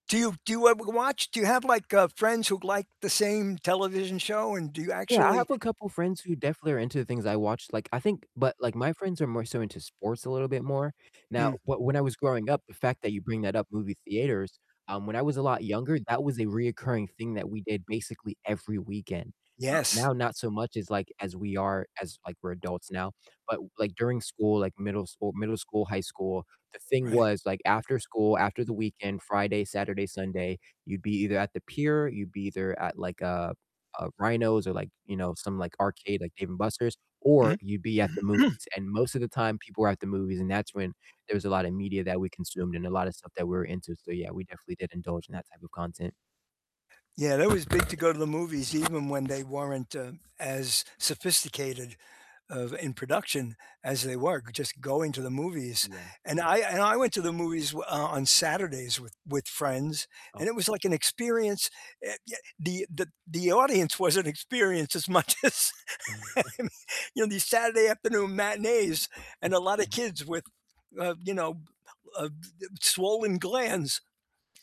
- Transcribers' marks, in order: static; distorted speech; tapping; other background noise; throat clearing; chuckle; laughing while speaking: "much as"; chuckle; unintelligible speech
- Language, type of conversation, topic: English, unstructured, What TV show do you find yourself rewatching?